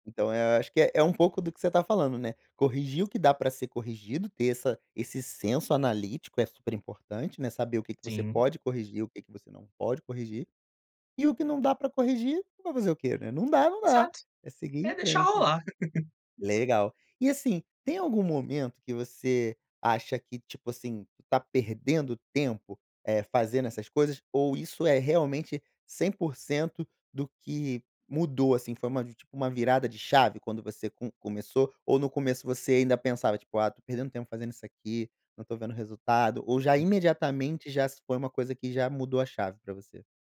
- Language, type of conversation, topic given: Portuguese, podcast, Como encaixar a autocompaixão na rotina corrida?
- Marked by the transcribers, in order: chuckle